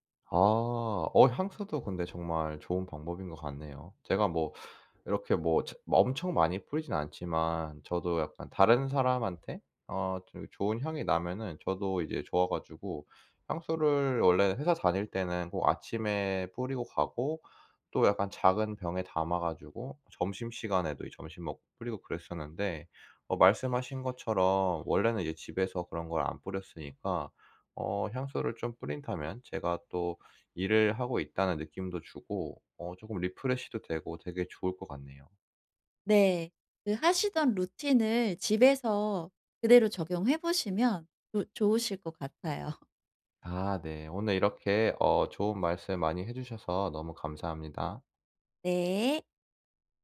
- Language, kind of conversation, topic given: Korean, advice, 주의 산만함을 어떻게 관리하면 집중을 더 잘할 수 있을까요?
- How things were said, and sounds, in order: in English: "refresh도"; other background noise